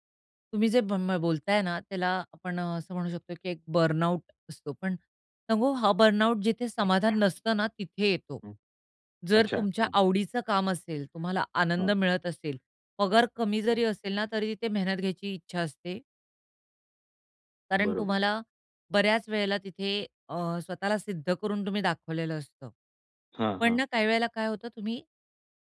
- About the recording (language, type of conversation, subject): Marathi, podcast, काम म्हणजे तुमच्यासाठी फक्त पगार आहे की तुमची ओळखही आहे?
- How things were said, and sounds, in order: unintelligible speech; in English: "बर्नआउट"; in English: "बर्नआउट"; other background noise